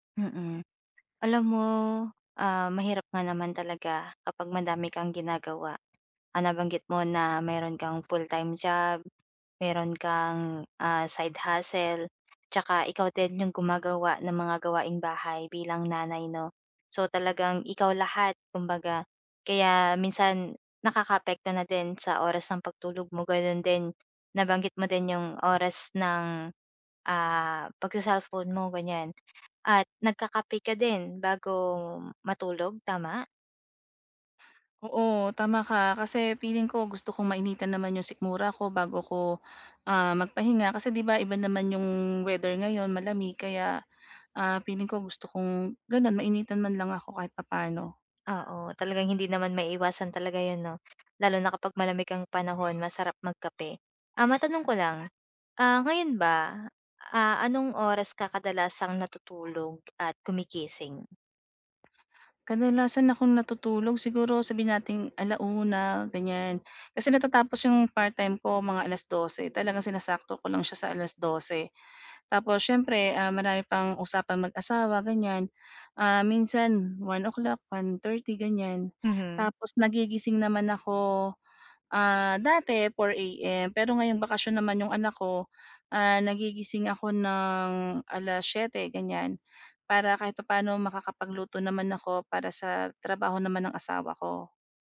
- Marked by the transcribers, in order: other background noise; tapping; other animal sound; dog barking; other street noise
- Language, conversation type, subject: Filipino, advice, Paano ko mapapanatili ang regular na oras ng pagtulog araw-araw?